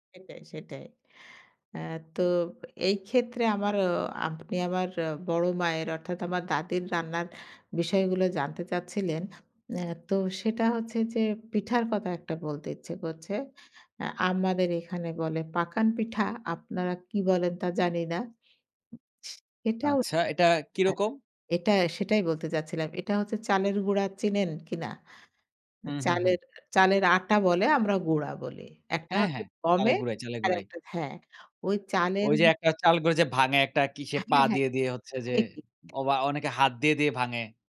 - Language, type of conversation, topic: Bengali, podcast, বড় মায়ের রান্নায় কোন জিনিসটা তোমাকে সবচেয়ে বেশি টেনে আনে?
- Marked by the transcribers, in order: unintelligible speech; tapping